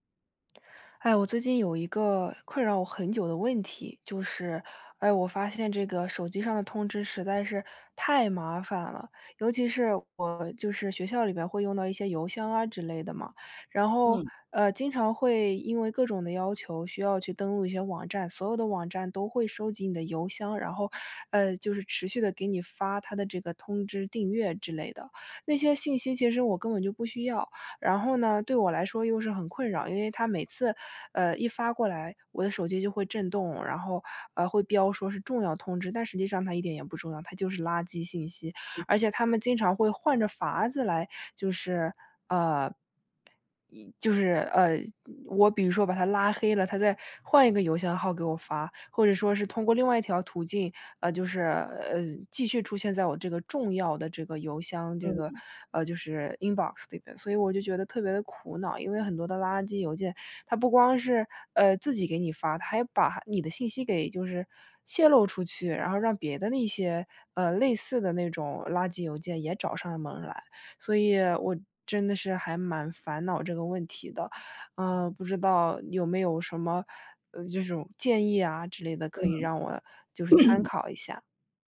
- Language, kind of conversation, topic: Chinese, advice, 如何才能减少收件箱里的邮件和手机上的推送通知？
- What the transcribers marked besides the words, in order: other background noise; in English: "Inbox"; throat clearing